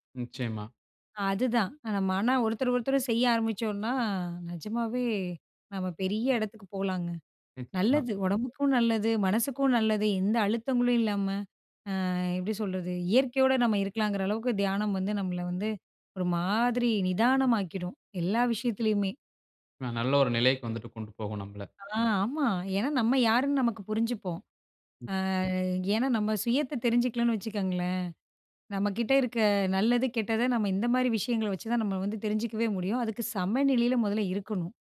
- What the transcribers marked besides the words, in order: other noise
- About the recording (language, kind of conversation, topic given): Tamil, podcast, தியானத்தின் போது வரும் எதிர்மறை எண்ணங்களை நீங்கள் எப்படிக் கையாள்கிறீர்கள்?